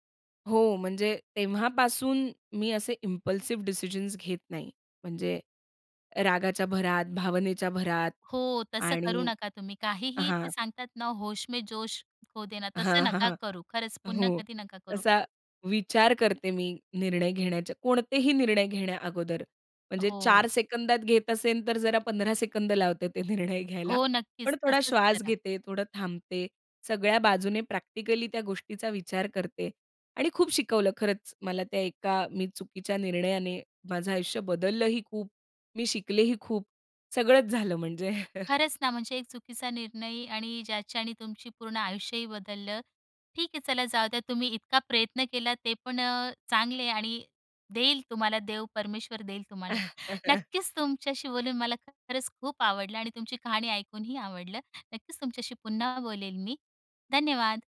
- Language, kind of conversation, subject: Marathi, podcast, एखादा असा कोणता निर्णय आहे, ज्याचे फळ तुम्ही आजही अनुभवता?
- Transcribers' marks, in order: in English: "इम्पल्सिव्ह"; in Hindi: "होश में जोश खो देना"; chuckle; chuckle